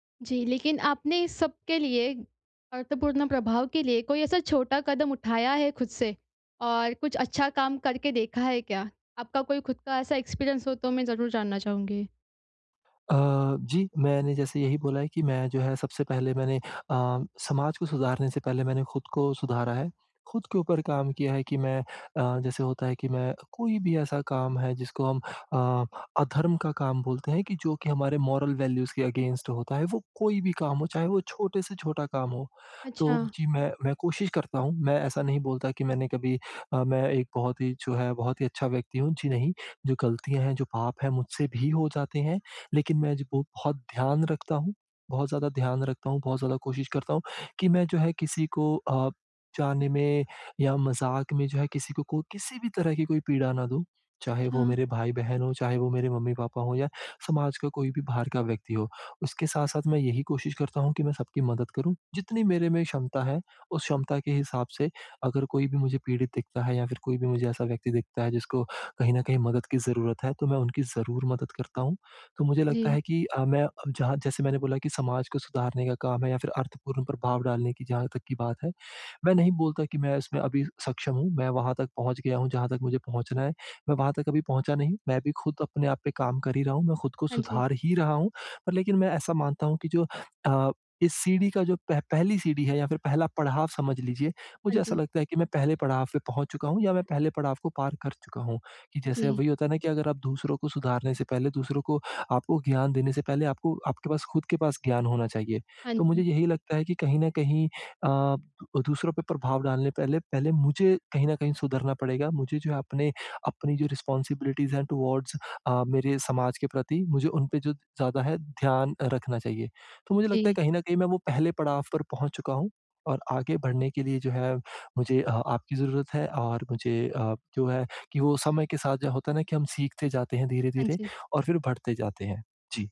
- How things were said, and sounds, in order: in English: "एक्सपीरियंस"; in English: "मोरल वैल्यूज"; in English: "अगेंस्ट"; in English: "रिस्पॉन्सिबिलिटीज़ टुवर्ड्स"
- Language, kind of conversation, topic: Hindi, advice, मैं अपने जीवन से दूसरों पर सार्थक और टिकाऊ प्रभाव कैसे छोड़ सकता/सकती हूँ?